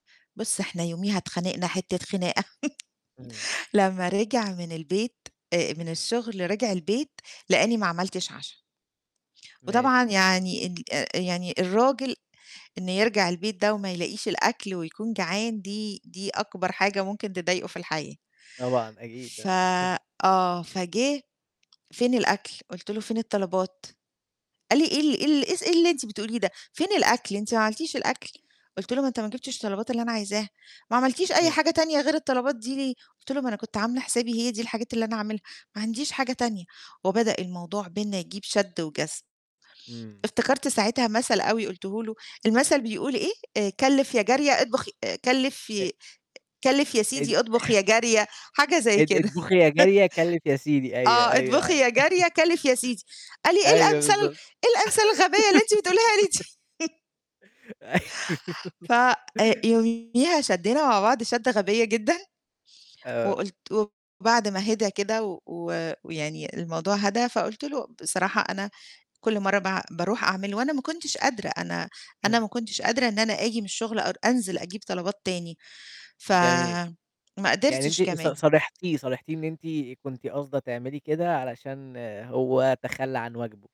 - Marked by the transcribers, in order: laugh; tapping; chuckle; chuckle; laugh; chuckle; put-on voice: "إيه الأمثال إيه الأمثال الغبية اللي أنتِ بتقوليها لي دي؟!"; laugh; chuckle; laughing while speaking: "أيوه"; laugh; distorted speech
- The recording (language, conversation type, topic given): Arabic, podcast, إزاي تخلّي كل واحد في العيلة يبقى مسؤول عن مكانه؟